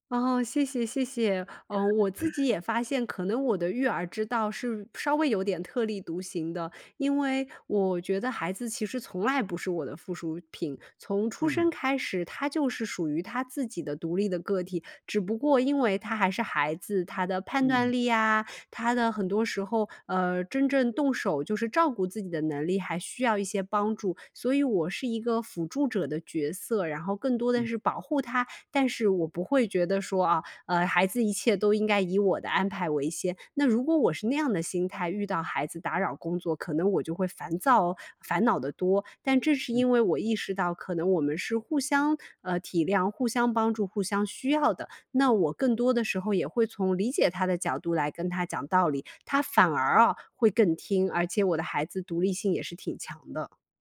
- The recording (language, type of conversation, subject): Chinese, podcast, 遇到孩子或家人打扰时，你通常会怎么处理？
- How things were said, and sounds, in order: laugh